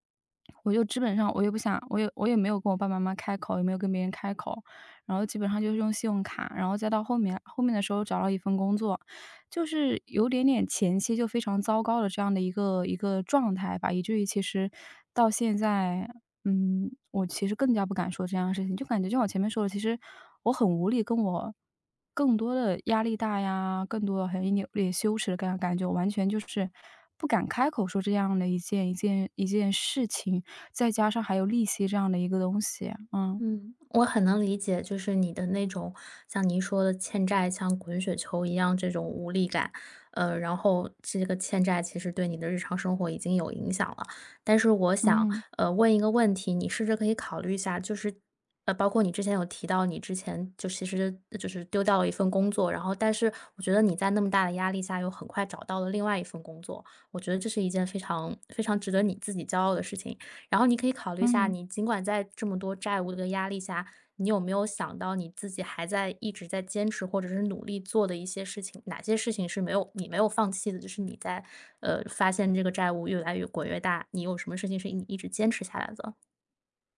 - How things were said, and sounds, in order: tapping; other background noise
- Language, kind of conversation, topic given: Chinese, advice, 债务还款压力大